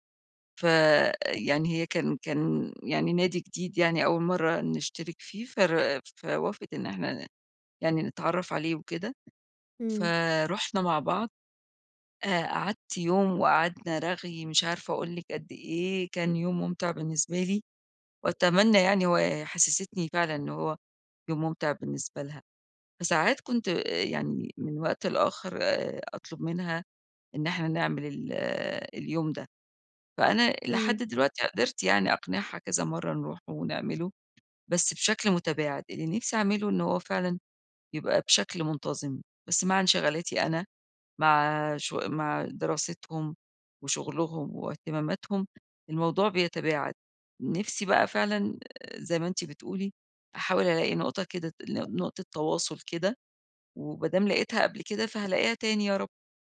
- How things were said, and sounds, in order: tapping
- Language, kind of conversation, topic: Arabic, advice, إزاي أتعامل مع ضعف التواصل وسوء الفهم اللي بيتكرر؟